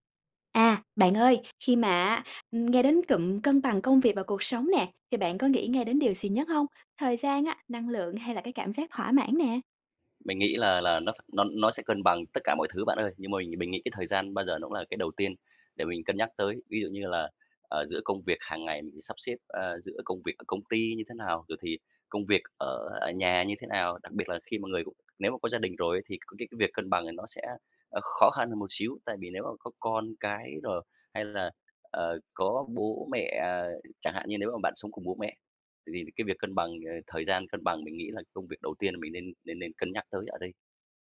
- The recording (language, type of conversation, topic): Vietnamese, podcast, Bạn đánh giá cân bằng giữa công việc và cuộc sống như thế nào?
- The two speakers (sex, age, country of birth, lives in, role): female, 25-29, Vietnam, Vietnam, host; male, 35-39, Vietnam, Vietnam, guest
- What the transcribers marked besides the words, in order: tapping